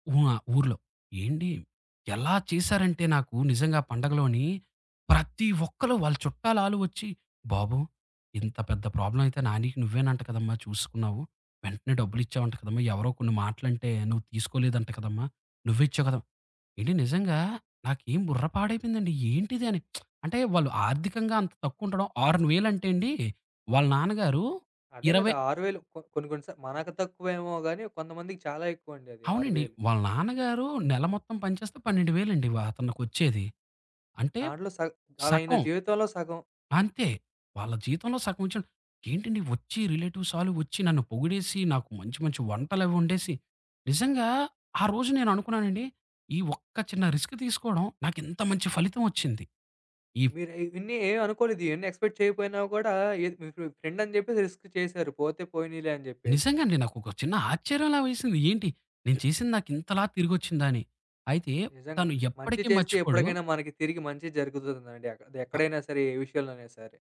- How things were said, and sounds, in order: lip smack; "సగం" said as "సకం"; in English: "రిస్క్"; in English: "ఎక్స్పెక్ట్"; in English: "రిస్క్"
- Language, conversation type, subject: Telugu, podcast, ఒక రిస్క్ తీసుకుని అనూహ్యంగా మంచి ఫలితం వచ్చిన అనుభవం ఏది?